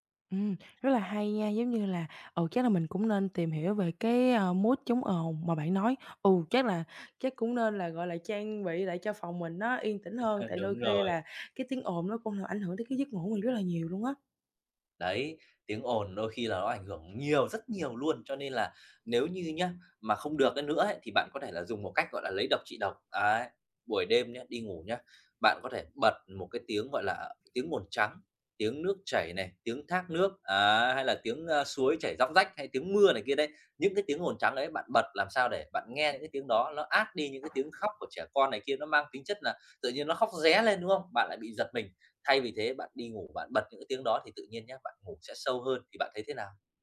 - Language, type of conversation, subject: Vietnamese, advice, Làm thế nào để duy trì năng lượng suốt cả ngày mà không cảm thấy mệt mỏi?
- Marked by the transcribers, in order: other background noise; tapping